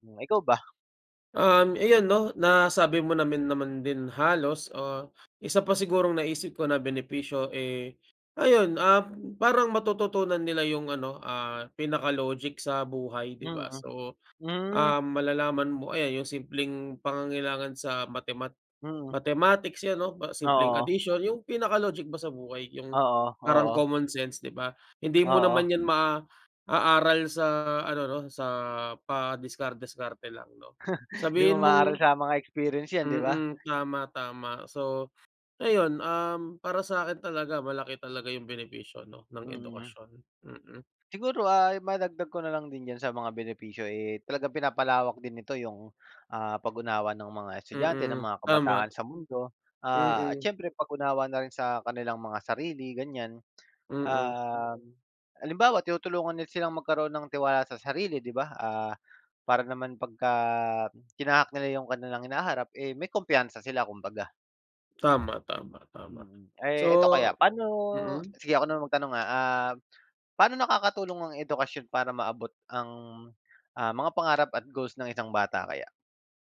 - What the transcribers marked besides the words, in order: chuckle; other background noise; tapping
- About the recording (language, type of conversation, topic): Filipino, unstructured, Paano mo maipapaliwanag ang kahalagahan ng edukasyon sa mga kabataan?